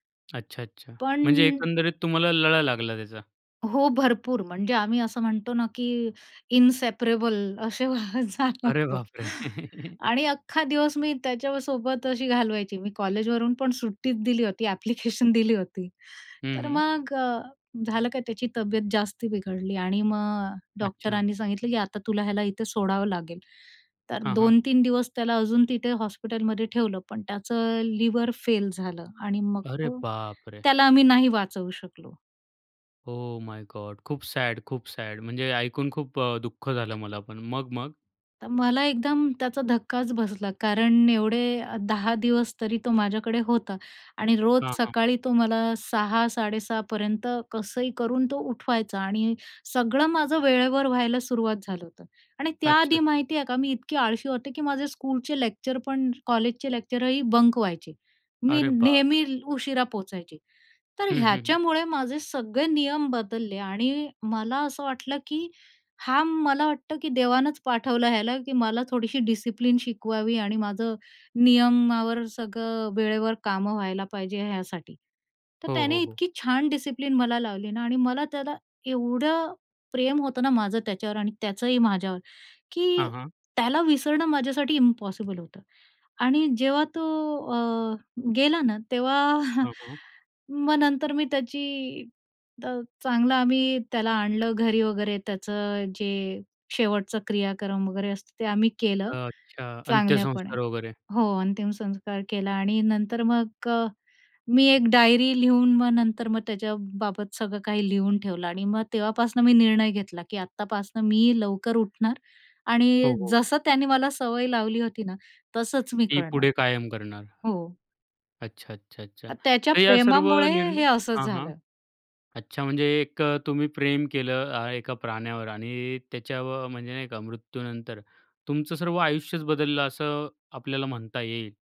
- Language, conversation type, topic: Marathi, podcast, प्रेमामुळे कधी तुमचं आयुष्य बदललं का?
- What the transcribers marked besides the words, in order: in English: "इनसेपरेबल"; laughing while speaking: "झालं होत"; laughing while speaking: "अरे बाप रे!"; in English: "ॲप्लिकेशन"; in English: "ओ माय गॉड!"; in English: "सॅड"; in English: "सॅड"; other background noise; in English: "डिसिप्लिन"; in English: "डिसिप्लिन"; in English: "इम्पॉसिबल"; laughing while speaking: "तेव्हा"